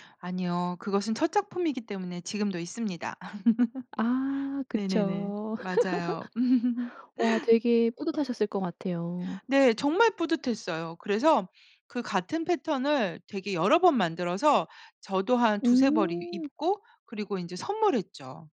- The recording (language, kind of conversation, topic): Korean, podcast, 요즘 빠진 취미가 뭐예요?
- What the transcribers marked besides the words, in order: laugh; other background noise; laugh